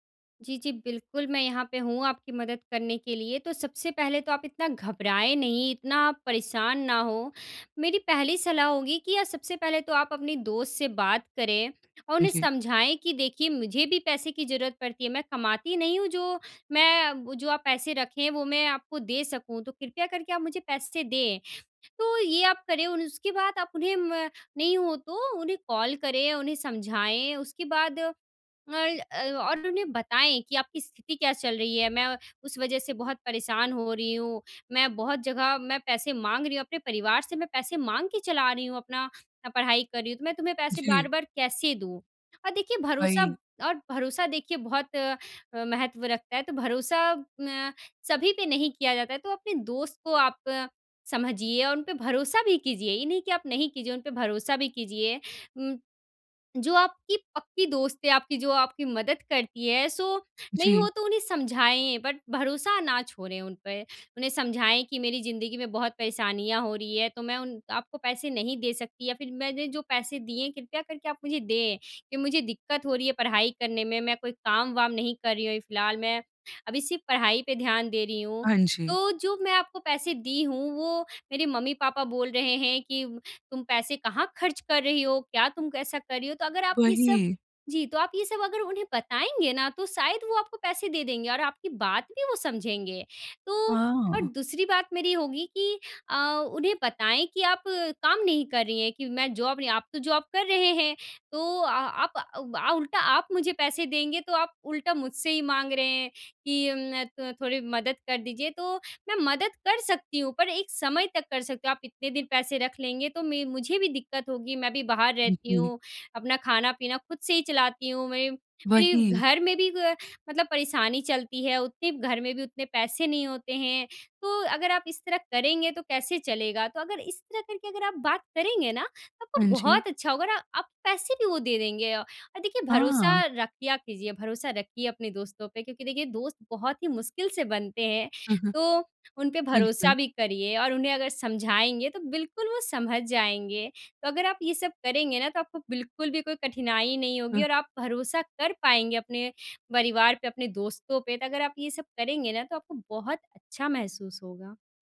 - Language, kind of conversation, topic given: Hindi, advice, किसी पर भरोसा करने की कठिनाई
- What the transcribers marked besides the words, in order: in English: "कॉल"; in English: "सो"; in English: "बट"; in English: "जॉब"; in English: "जॉब"